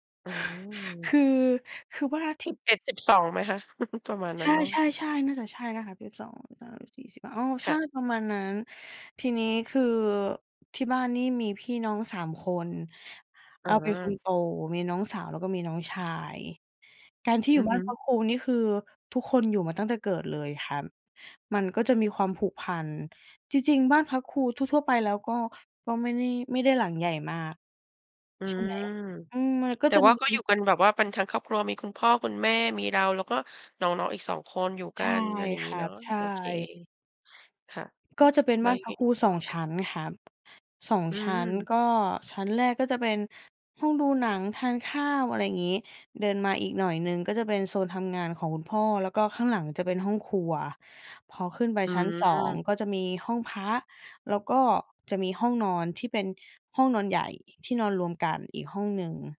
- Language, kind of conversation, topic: Thai, podcast, คุณมีความทรงจำในครอบครัวเรื่องไหนที่ยังทำให้รู้สึกอบอุ่นมาจนถึงวันนี้?
- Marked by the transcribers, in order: chuckle; other noise